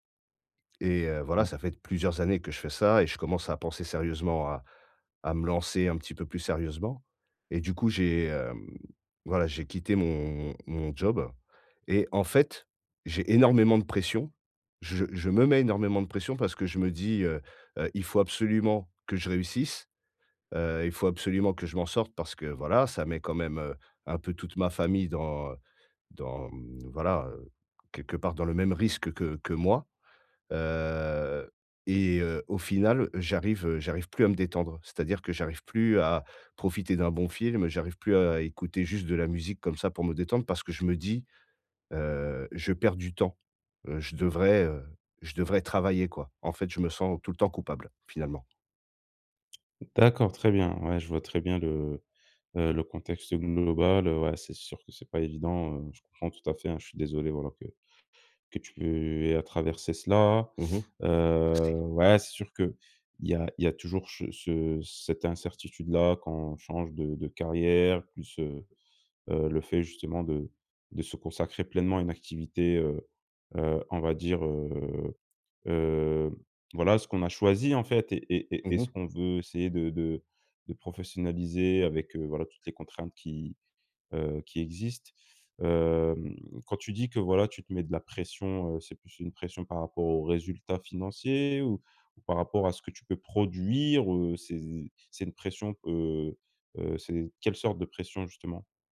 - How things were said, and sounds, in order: stressed: "énormément"; tapping; stressed: "produire"
- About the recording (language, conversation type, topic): French, advice, Pourquoi est-ce que je n’arrive pas à me détendre chez moi, même avec un film ou de la musique ?